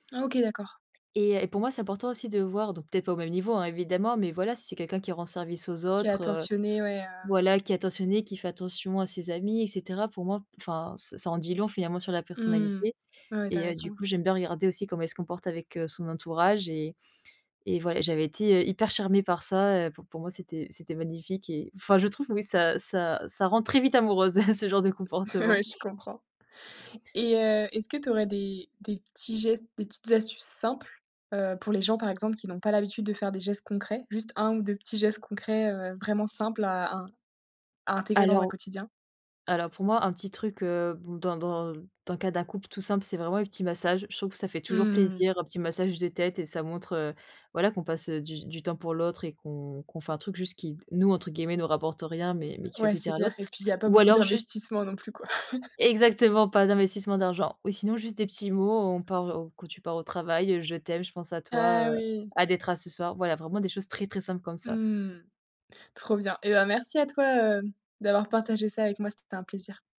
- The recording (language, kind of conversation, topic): French, podcast, Préférez-vous des mots doux ou des gestes concrets à la maison ?
- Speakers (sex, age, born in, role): female, 25-29, France, guest; female, 30-34, France, host
- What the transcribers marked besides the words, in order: chuckle; tapping; drawn out: "Ouais"; other background noise; chuckle